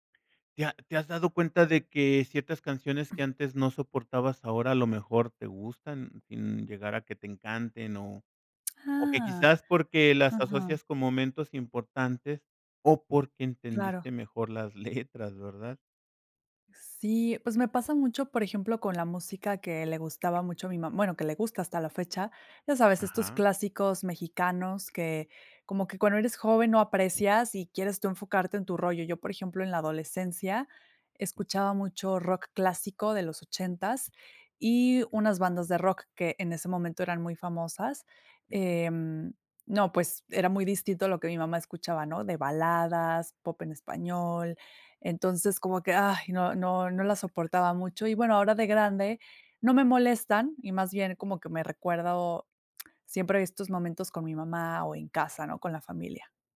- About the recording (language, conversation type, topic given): Spanish, podcast, ¿Cómo ha cambiado tu gusto musical con los años?
- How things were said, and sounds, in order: anticipating: "Ah"; laughing while speaking: "letras"; unintelligible speech; lip smack